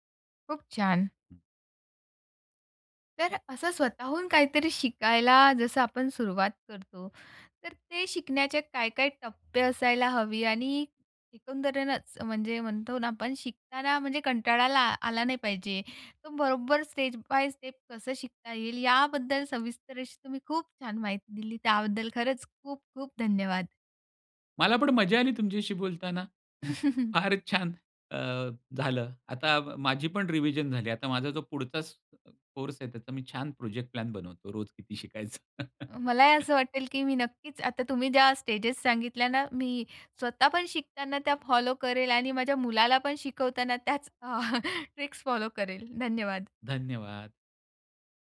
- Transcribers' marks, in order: tapping; other background noise; in English: "स्टेप बाय स्टेप"; chuckle; chuckle; chuckle; in English: "ट्रिक्स"
- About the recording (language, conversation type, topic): Marathi, podcast, स्वतःच्या जोरावर एखादी नवीन गोष्ट शिकायला तुम्ही सुरुवात कशी करता?